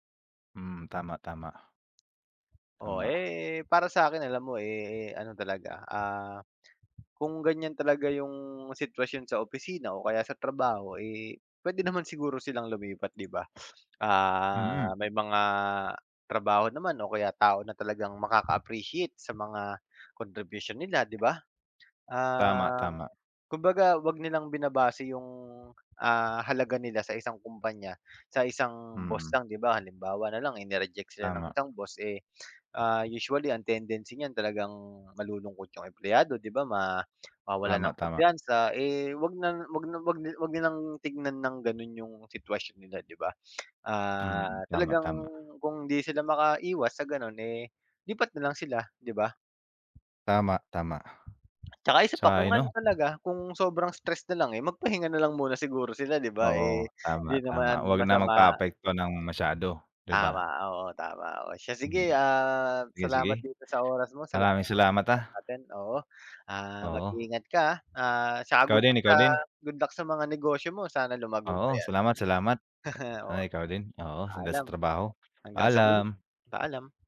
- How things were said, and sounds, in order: wind; tongue click; other background noise; unintelligible speech; chuckle
- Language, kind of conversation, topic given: Filipino, unstructured, Ano ang nararamdaman mo kapag binabalewala ng iba ang mga naiambag mo?